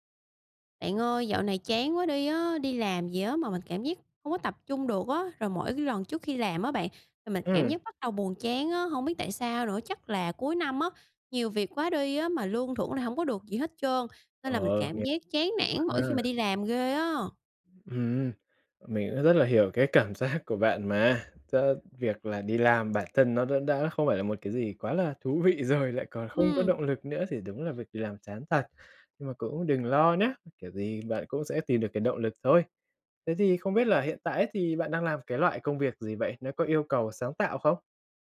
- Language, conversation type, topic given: Vietnamese, advice, Làm sao để chấp nhận cảm giác buồn chán trước khi bắt đầu làm việc?
- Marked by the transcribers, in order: other background noise; laughing while speaking: "giác"; tapping